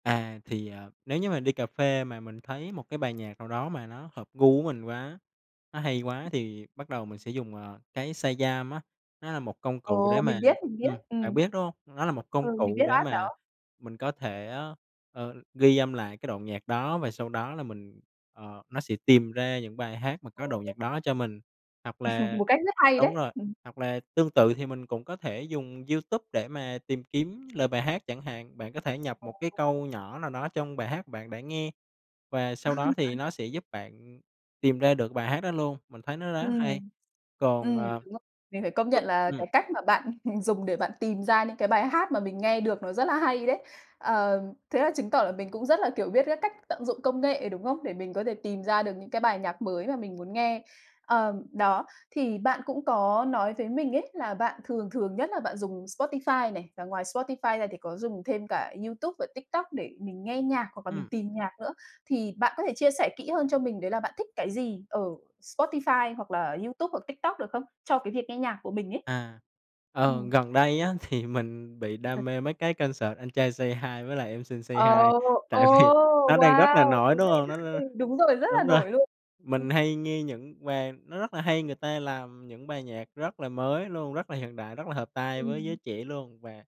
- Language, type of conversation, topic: Vietnamese, podcast, Bạn thường tìm nhạc mới ở đâu?
- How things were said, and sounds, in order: tapping; "Shazam" said as "sa dam"; in English: "app"; other background noise; laugh; chuckle; unintelligible speech; other noise; chuckle; laughing while speaking: "thì"; in English: "concert"; unintelligible speech; laughing while speaking: "tại vì"